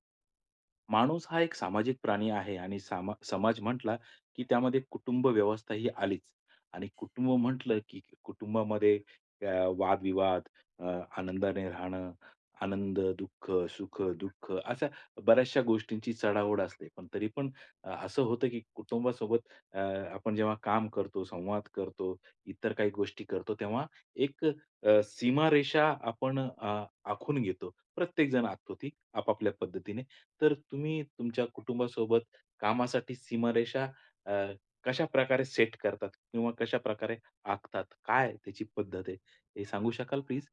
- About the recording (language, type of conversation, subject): Marathi, podcast, कुटुंबासोबत काम करताना कामासाठीच्या सीमारेषा कशा ठरवता?
- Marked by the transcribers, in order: none